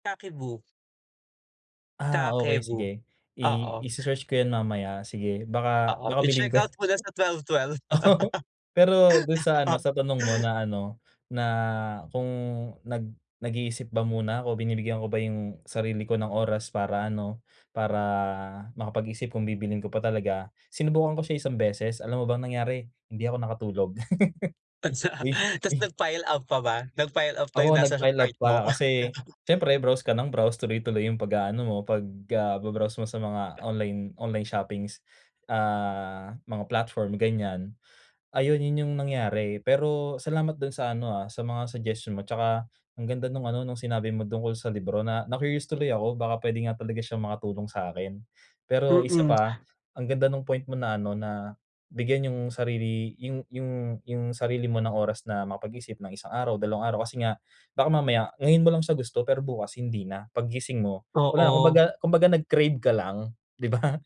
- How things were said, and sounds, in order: in Japanese: "Kakeibo"; in Japanese: "Kakeibo"; laugh; laugh; other background noise; laugh
- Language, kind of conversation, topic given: Filipino, advice, Paano ko mababalanse ang paggastos sa mga luho at ang pag-iipon ko?